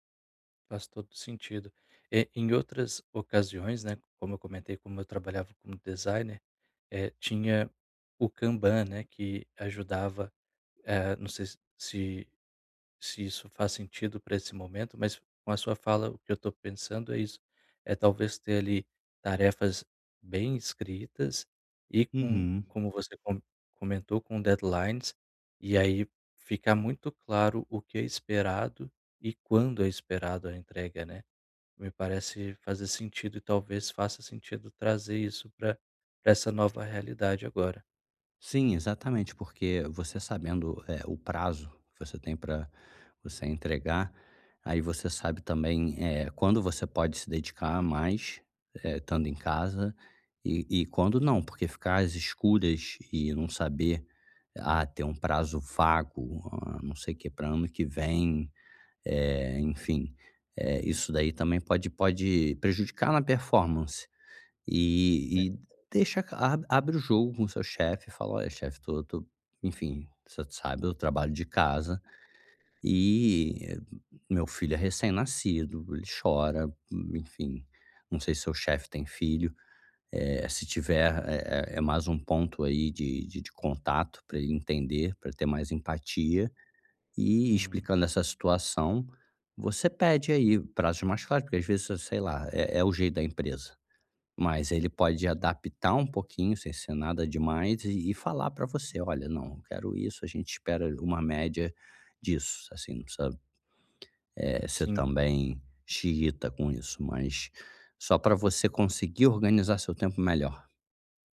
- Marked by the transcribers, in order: tapping; in English: "deadlines"; "estando" said as "tando"; drawn out: "E"; unintelligible speech; drawn out: "e"; other background noise; "você" said as "cê"; "você" said as "cê"
- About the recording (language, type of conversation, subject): Portuguese, advice, Como posso equilibrar melhor minhas responsabilidades e meu tempo livre?